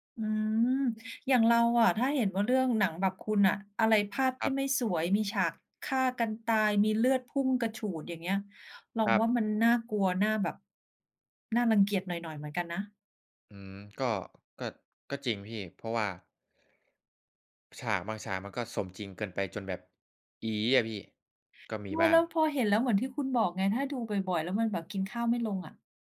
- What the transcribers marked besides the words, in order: none
- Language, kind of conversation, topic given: Thai, unstructured, อะไรทำให้ภาพยนตร์บางเรื่องชวนให้รู้สึกน่ารังเกียจ?